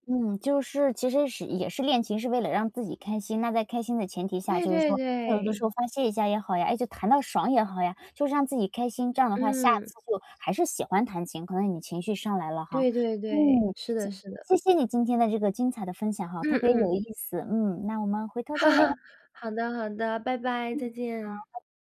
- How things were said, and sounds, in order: chuckle
- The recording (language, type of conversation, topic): Chinese, podcast, 自学时如何保持动力？